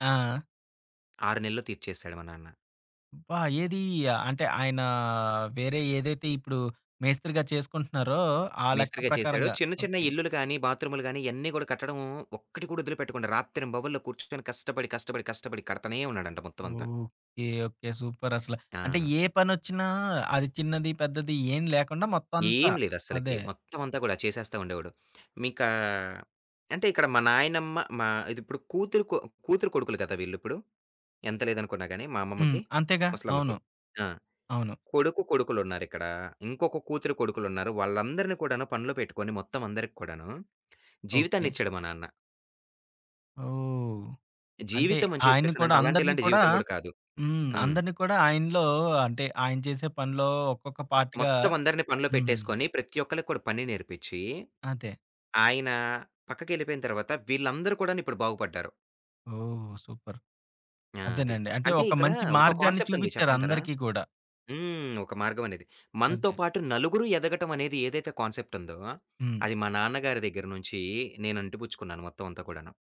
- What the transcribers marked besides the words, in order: tapping; stressed: "ఒక్కటి"; other background noise; in English: "పార్ట్‌గా"; in English: "సూపర్"; in English: "కాన్సెప్ట్"; in English: "కాన్సెప్ట్"
- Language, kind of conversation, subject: Telugu, podcast, మీ కుటుంబ వలస కథను ఎలా చెప్పుకుంటారు?